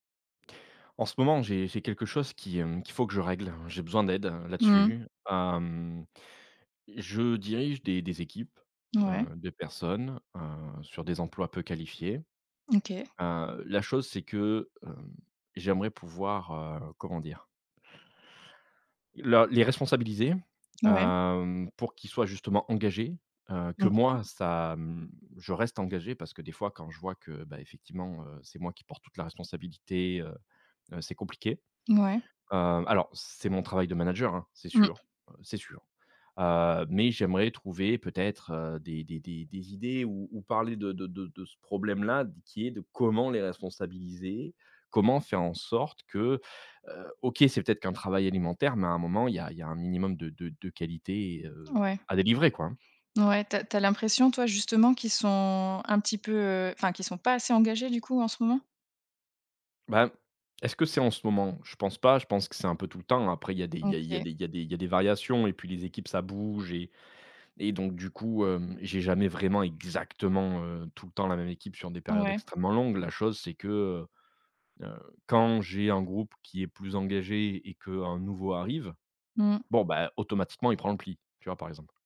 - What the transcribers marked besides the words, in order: other background noise
- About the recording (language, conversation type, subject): French, advice, Comment puis-je me responsabiliser et rester engagé sur la durée ?